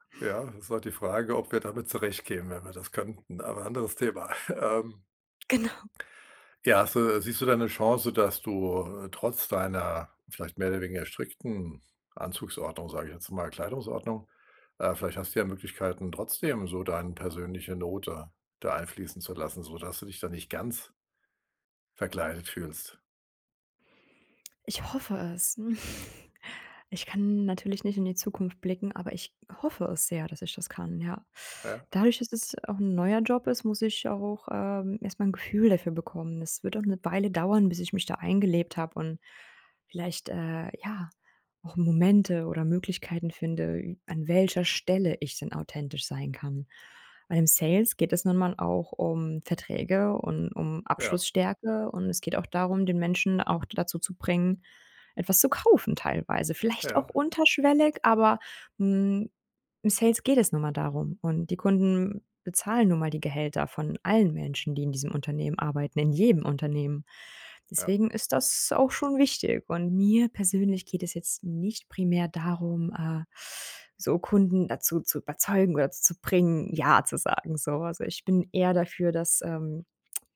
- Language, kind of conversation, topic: German, advice, Warum muss ich im Job eine Rolle spielen, statt authentisch zu sein?
- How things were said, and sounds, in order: other background noise; chuckle; tapping; stressed: "jedem"